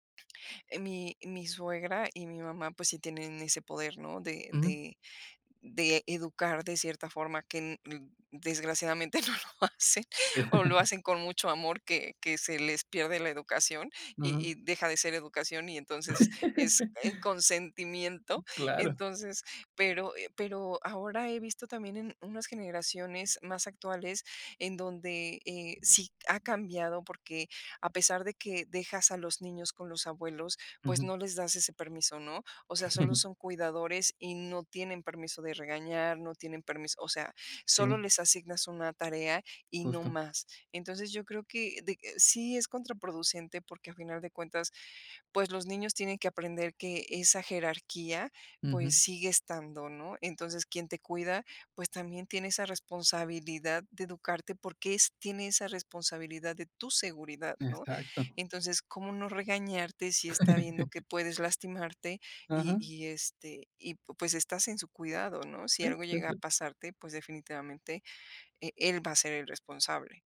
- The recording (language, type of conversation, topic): Spanish, podcast, ¿Qué papel tienen los abuelos en las familias modernas, según tú?
- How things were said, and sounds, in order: laughing while speaking: "no lo hacen"; chuckle; laugh; other background noise; chuckle; chuckle; tapping